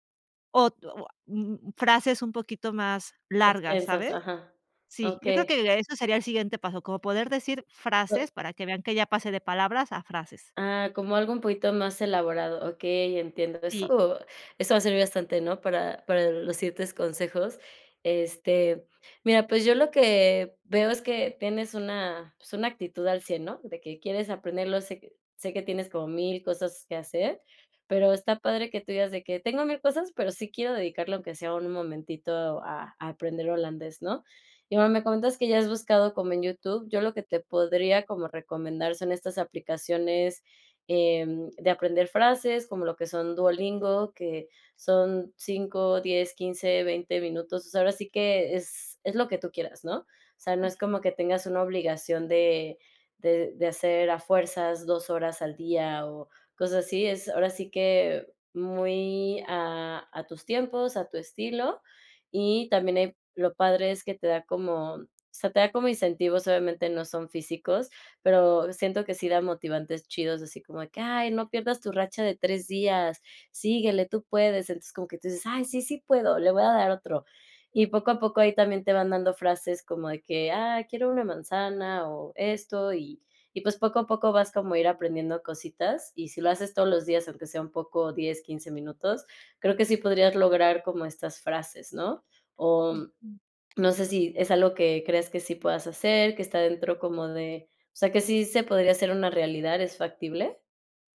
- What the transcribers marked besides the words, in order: other noise
- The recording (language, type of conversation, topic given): Spanish, advice, ¿Cómo puede la barrera del idioma dificultar mi comunicación y la generación de confianza?